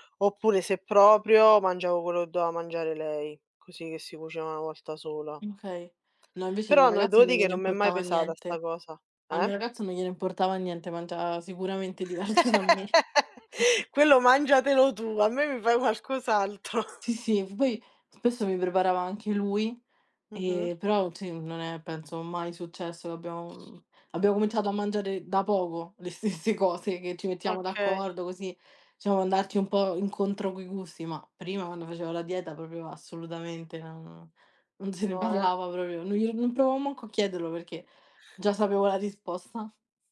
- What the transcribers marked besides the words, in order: "Okay" said as "mkay"; laugh; laughing while speaking: "diverso"; chuckle; chuckle; tapping; other background noise; laughing while speaking: "stesse"; "proprio" said as "propio"; laughing while speaking: "se ne parlava"; "proprio" said as "propio"
- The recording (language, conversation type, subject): Italian, unstructured, Come scegli cosa mangiare durante la settimana?